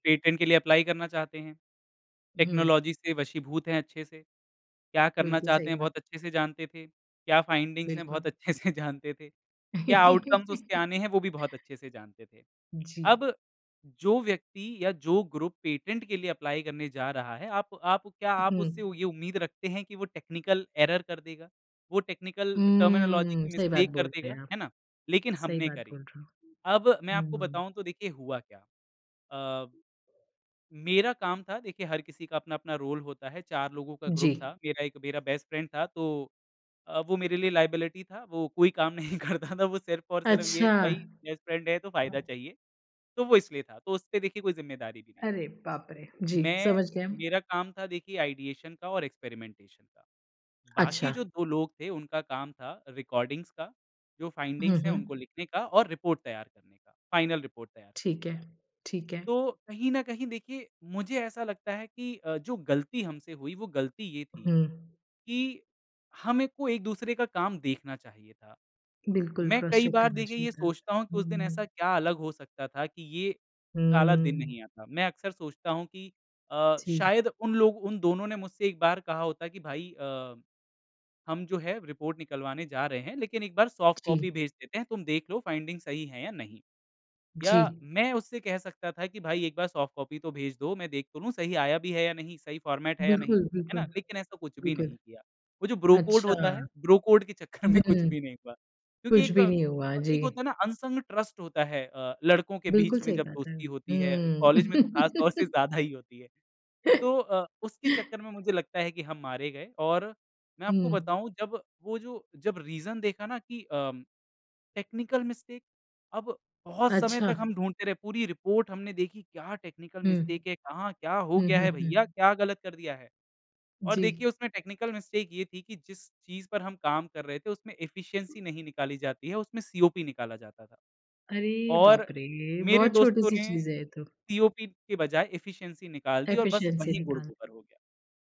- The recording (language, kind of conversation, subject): Hindi, podcast, क्या आपको कभी किसी दुर्घटना से ऐसी सीख मिली है जो आज आपके काम आती हो?
- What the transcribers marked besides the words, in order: in English: "पेटेंट"; in English: "एप्लाई"; in English: "टेक्नोलॉज़ी"; in English: "फ़ाइंडिंग्स"; laughing while speaking: "अच्छे से"; laugh; in English: "आउटकम्स"; in English: "ग्रुप, पेटेंट"; in English: "एप्लाई"; in English: "टेक्निकल एरर"; in English: "टेक्निकल टर्मिनोलॉज़ी"; in English: "मिस्टेक"; in English: "रोल"; in English: "ग्रुप"; in English: "बेस्ट फ्रेंड"; in English: "लायबिलिटी"; laughing while speaking: "नहीं करता था"; other noise; in English: "बेस्ट फ्रेंड"; in English: "आइडिएशन"; in English: "एक्सपेरिमेंटेशन"; in English: "रिकॉर्डिंग्स"; in English: "फ़ाइंडिंग्स"; in English: "रिपोर्ट"; in English: "फ़ाइनल रिपोर्ट"; in English: "क्रॉस चेक"; in English: "रिपोर्ट"; in English: "सॉफ्ट कॉपी"; in English: "फ़ाइंडिंग"; in English: "सॉफ्ट कॉपी"; in English: "फ़ॉर्मेट"; in English: "ब्रो कोड"; in English: "ब्रो कोड"; laughing while speaking: "चक्कर में कुछ भी नहीं हुआ"; in English: "अनसंग ट्रस्ट"; laughing while speaking: "ज़्यादा ही"; laugh; in English: "रीज़न"; in English: "टेक्निकल मिस्टेक"; in English: "रिपोर्ट"; in English: "टेक्निकल मिस्टेक"; in English: "टेक्निकल मिस्टेक"; in English: "एफ़िशिएंसी"; in English: "सीओपी"; in English: "सीओपी"; in English: "एफ़िशिएंसी"; in English: "एफ़िशिएंसी"